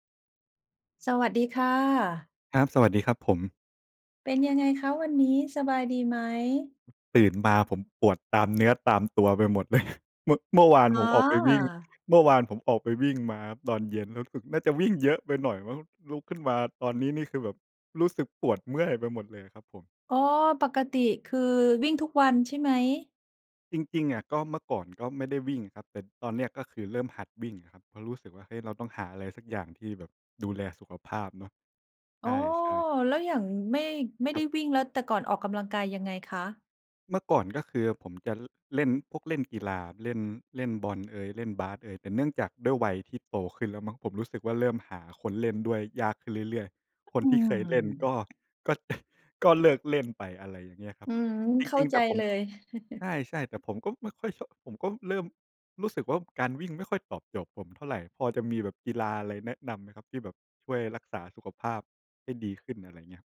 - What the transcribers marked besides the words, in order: laughing while speaking: "เลย"; chuckle; chuckle
- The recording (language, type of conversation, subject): Thai, unstructured, การเล่นกีฬาเป็นงานอดิเรกช่วยให้สุขภาพดีขึ้นจริงไหม?
- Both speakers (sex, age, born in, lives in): female, 45-49, Thailand, Thailand; male, 25-29, Thailand, Thailand